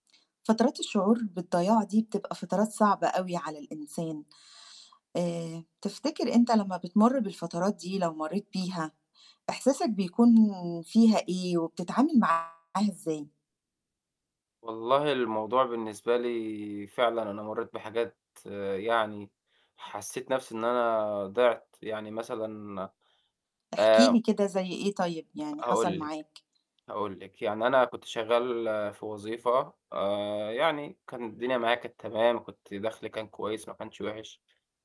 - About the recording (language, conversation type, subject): Arabic, podcast, إزاي بتتعامل مع فترات بتحس فيها إنك تايه؟
- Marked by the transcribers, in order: tapping; distorted speech